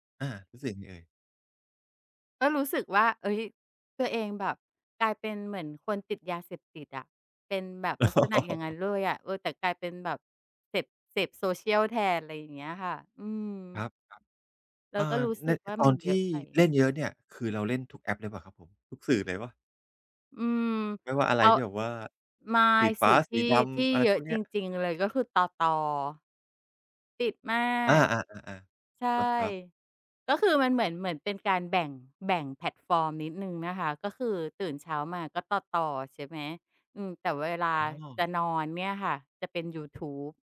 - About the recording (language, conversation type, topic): Thai, podcast, คุณเคยลองงดใช้อุปกรณ์ดิจิทัลสักพักไหม แล้วผลเป็นอย่างไรบ้าง?
- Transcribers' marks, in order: laughing while speaking: "อ๋อ"